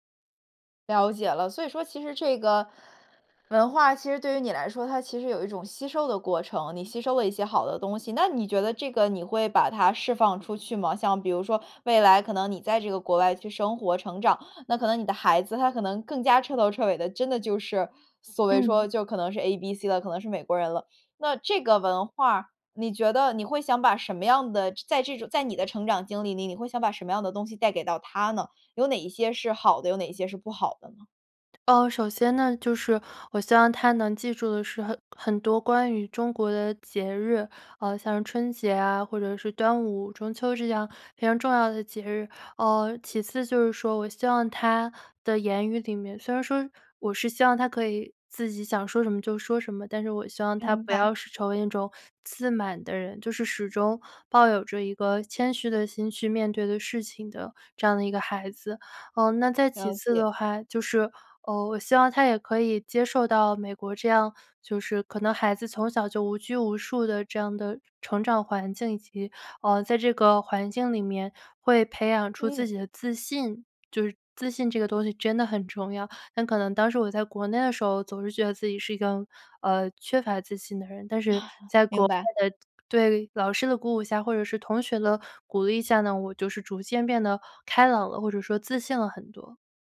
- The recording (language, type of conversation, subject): Chinese, podcast, 你能分享一下你的多元文化成长经历吗？
- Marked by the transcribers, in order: other background noise; chuckle